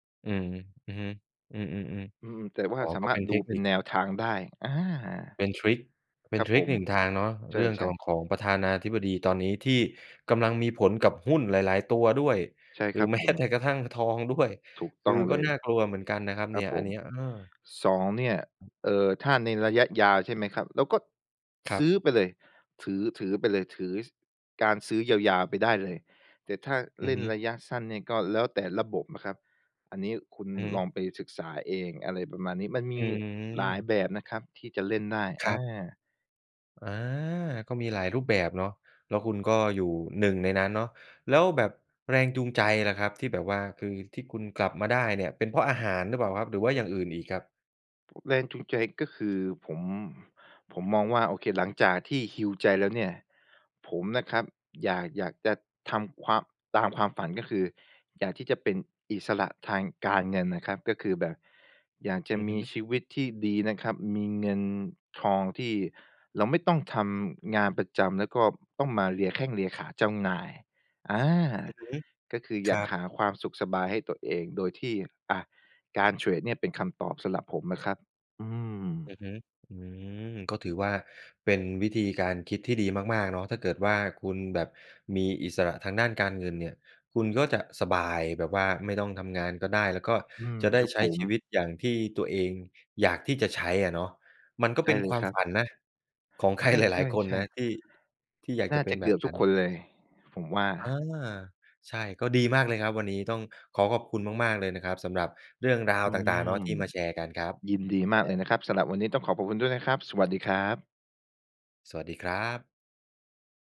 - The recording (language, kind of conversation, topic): Thai, podcast, ทำยังไงถึงจะหาแรงจูงใจได้เมื่อรู้สึกท้อ?
- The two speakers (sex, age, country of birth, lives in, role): male, 25-29, Thailand, Thailand, guest; male, 35-39, Thailand, Thailand, host
- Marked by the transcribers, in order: laughing while speaking: "แม้แต่กระทั่งทองด้วย"; in English: "heal"